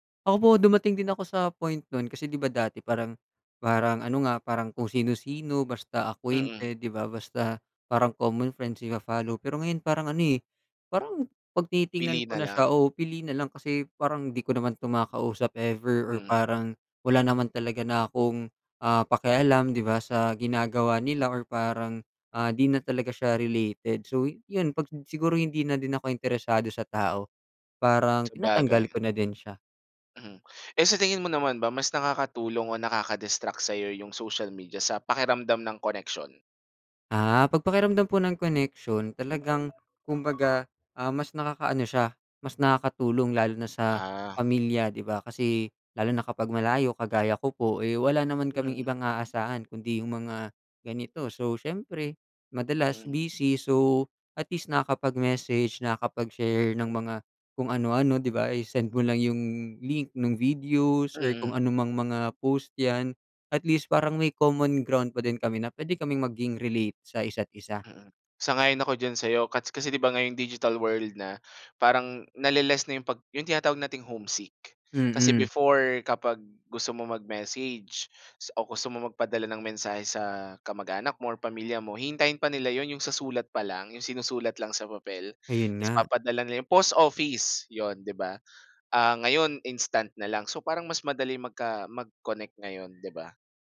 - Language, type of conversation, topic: Filipino, podcast, Ano ang papel ng midyang panlipunan sa pakiramdam mo ng pagkakaugnay sa iba?
- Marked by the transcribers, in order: other background noise; alarm